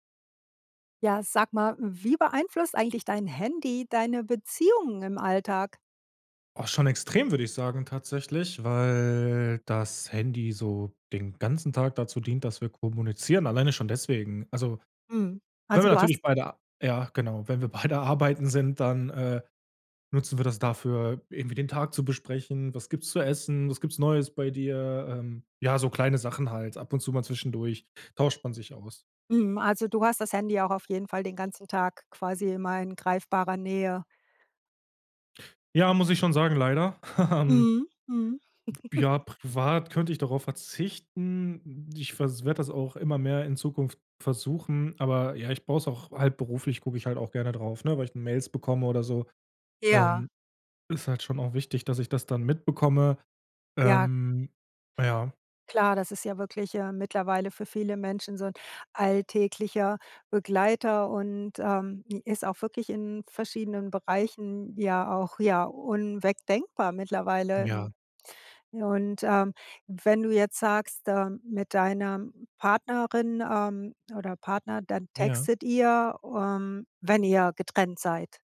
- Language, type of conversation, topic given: German, podcast, Wie beeinflusst dein Handy deine Beziehungen im Alltag?
- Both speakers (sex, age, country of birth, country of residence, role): female, 55-59, Germany, United States, host; male, 30-34, Germany, Germany, guest
- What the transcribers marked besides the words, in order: laughing while speaking: "beide arbeiten"; giggle; laughing while speaking: "Ähm"; giggle